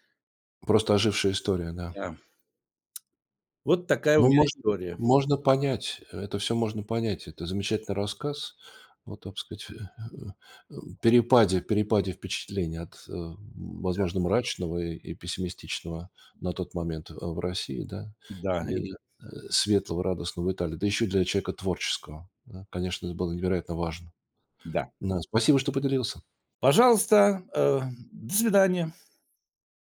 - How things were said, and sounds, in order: tapping; other background noise
- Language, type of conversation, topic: Russian, podcast, О каком путешествии, которое по‑настоящему изменило тебя, ты мог(ла) бы рассказать?